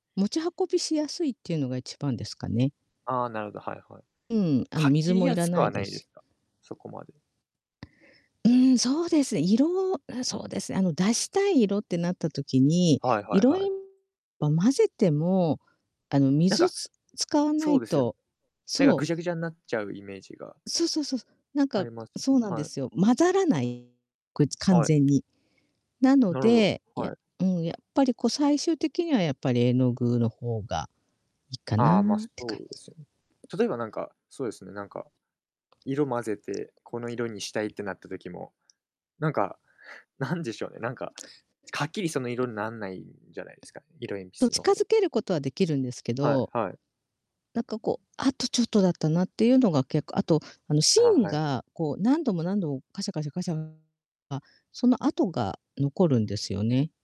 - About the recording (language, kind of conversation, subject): Japanese, unstructured, 挑戦してみたい新しい趣味はありますか？
- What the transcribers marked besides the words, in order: background speech; distorted speech; tapping; other background noise